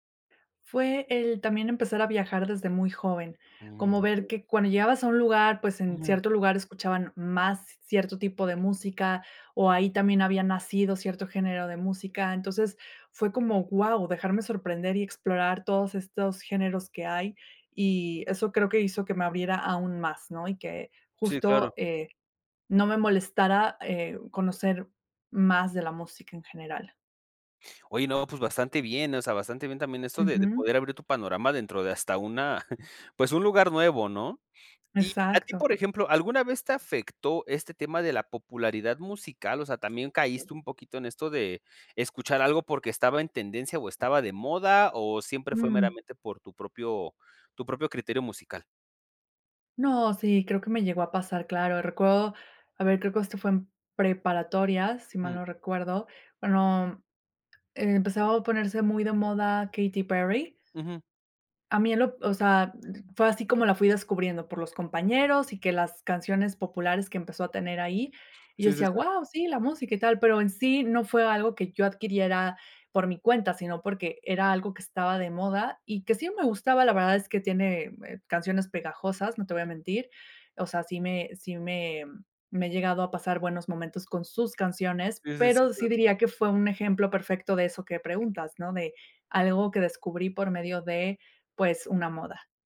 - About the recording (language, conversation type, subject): Spanish, podcast, ¿Qué te llevó a explorar géneros que antes rechazabas?
- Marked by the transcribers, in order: chuckle; other background noise; tapping